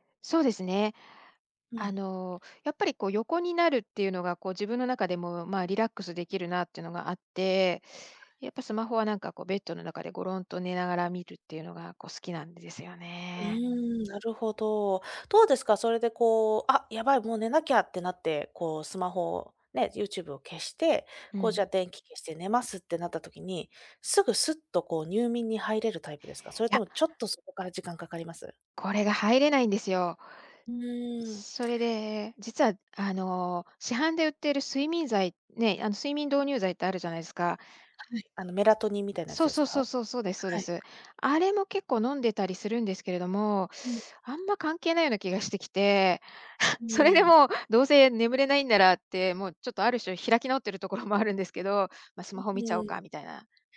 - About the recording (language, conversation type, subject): Japanese, advice, 就寝前にスマホが手放せなくて眠れないのですが、どうすればやめられますか？
- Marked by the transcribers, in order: other noise; chuckle; other background noise